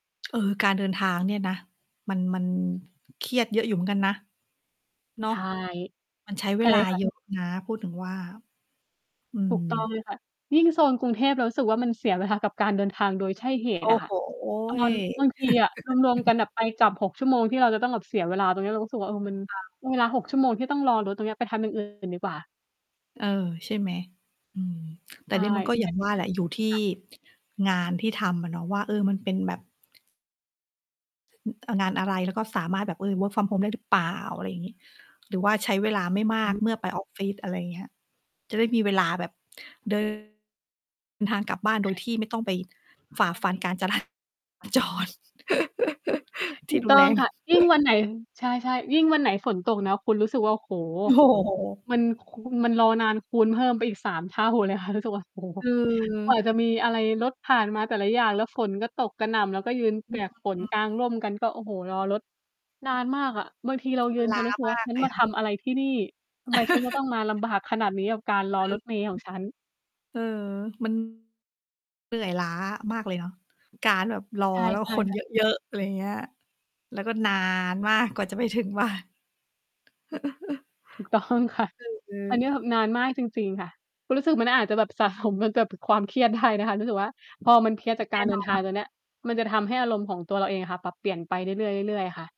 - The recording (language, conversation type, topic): Thai, unstructured, คุณจัดการกับความเครียดจากงานอย่างไร?
- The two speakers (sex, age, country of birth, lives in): female, 25-29, Thailand, Thailand; female, 40-44, Thailand, Thailand
- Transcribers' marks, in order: distorted speech; static; mechanical hum; chuckle; in English: "work from home"; laugh; laughing while speaking: "โอ้โฮ"; tapping; laugh; drawn out: "นาน"; other background noise; laughing while speaking: "ถูกต้องค่ะ"; laughing while speaking: "บ้าน"; laugh; laughing while speaking: "สะสมมากับความเครียด"